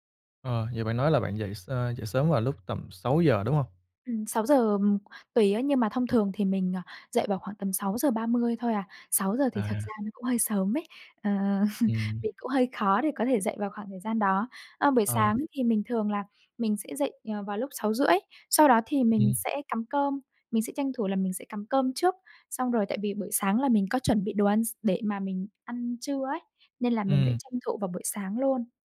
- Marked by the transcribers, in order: tapping; chuckle; other background noise
- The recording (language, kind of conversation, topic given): Vietnamese, podcast, Bạn có những thói quen buổi sáng nào?